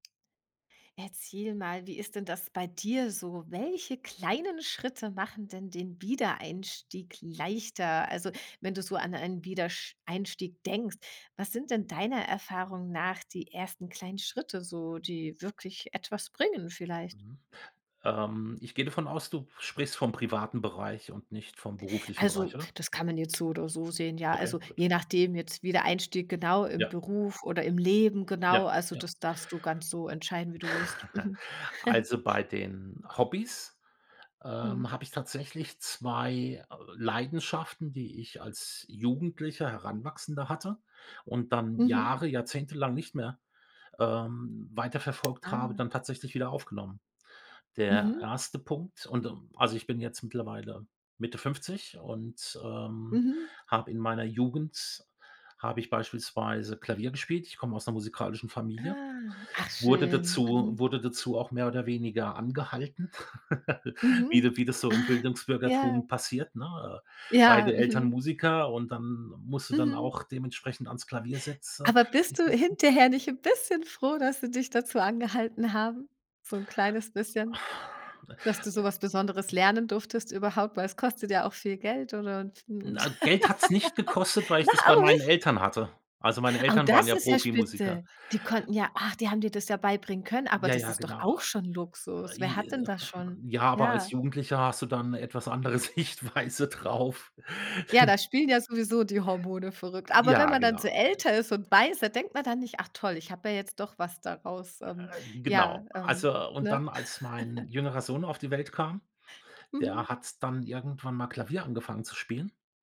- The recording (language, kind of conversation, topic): German, podcast, Welche kleinen Schritte machen den Wiedereinstieg leichter?
- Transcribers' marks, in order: other background noise; chuckle; drawn out: "Ah"; laugh; joyful: "Aber bist du hinterher nicht … dazu angehalten haben?"; sigh; laugh; joyful: "Na, auch nicht?"; other noise; stressed: "auch"; unintelligible speech; laughing while speaking: "Sichtweise drauf, denn"; tapping; chuckle